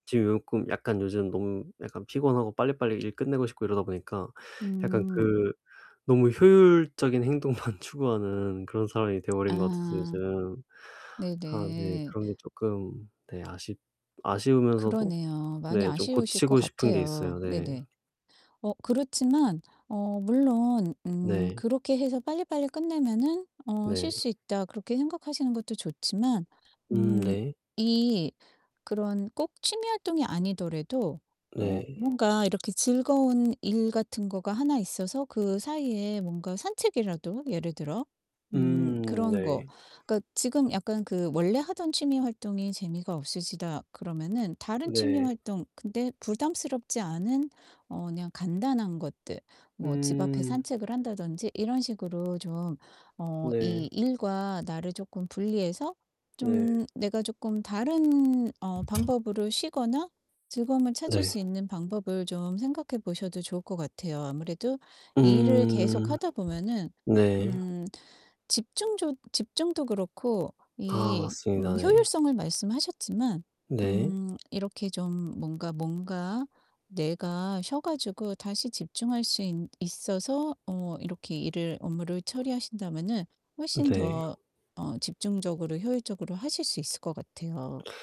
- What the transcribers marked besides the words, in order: distorted speech; laughing while speaking: "행동만"; tapping
- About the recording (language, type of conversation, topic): Korean, advice, 피로와 무기력 때문에 잃어버린 즐거움을 어떻게 다시 찾을 수 있을까요?